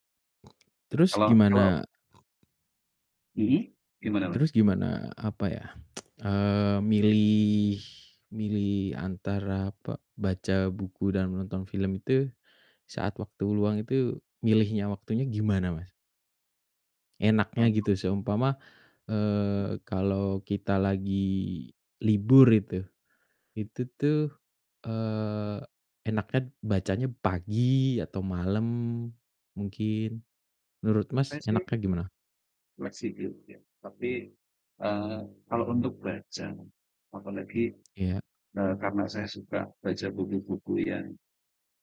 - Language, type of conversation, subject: Indonesian, unstructured, Mana yang lebih Anda sukai dan mengapa: membaca buku atau menonton film?
- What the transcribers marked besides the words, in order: other background noise; distorted speech; tsk; "fleksibel" said as "fleksibil"